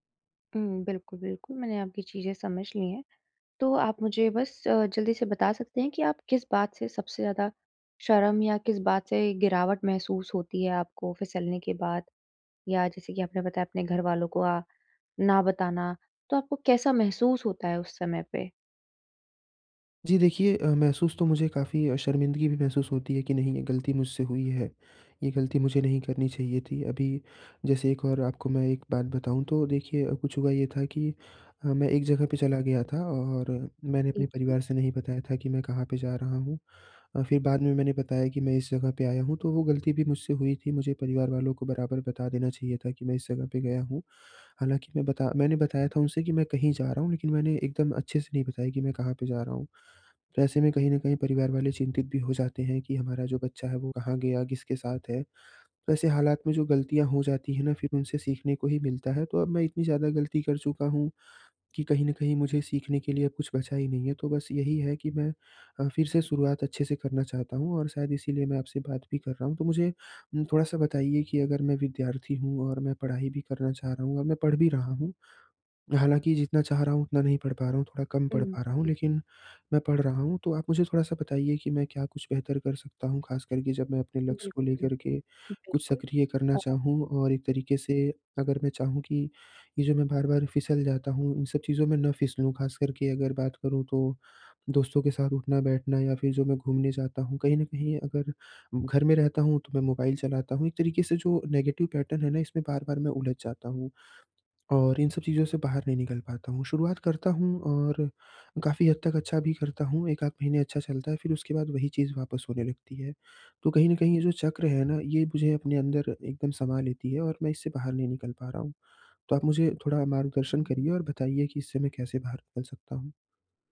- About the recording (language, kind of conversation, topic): Hindi, advice, फिसलन के बाद फिर से शुरुआत कैसे करूँ?
- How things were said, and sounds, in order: tapping; in English: "नेगेटिव पैटर्न"